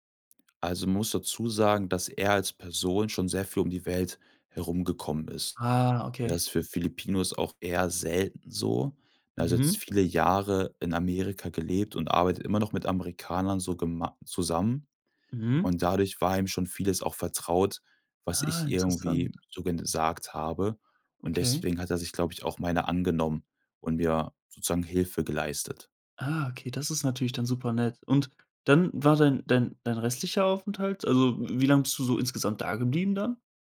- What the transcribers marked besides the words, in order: "gesagt" said as "gensagt"
- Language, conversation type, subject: German, podcast, Erzählst du von einer Person, die dir eine Kultur nähergebracht hat?